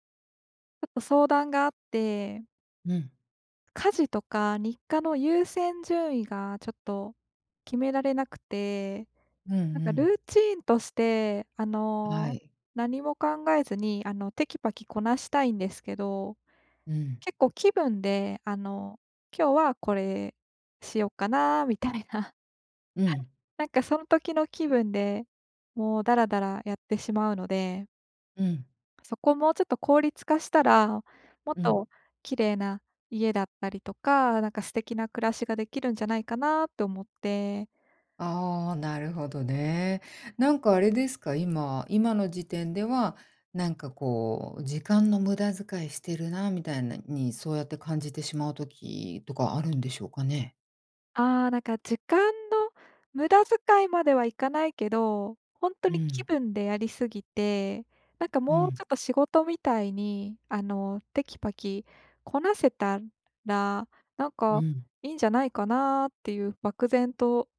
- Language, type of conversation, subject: Japanese, advice, 家事や日課の優先順位をうまく決めるには、どうしたらよいですか？
- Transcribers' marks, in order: laughing while speaking: "みたいな"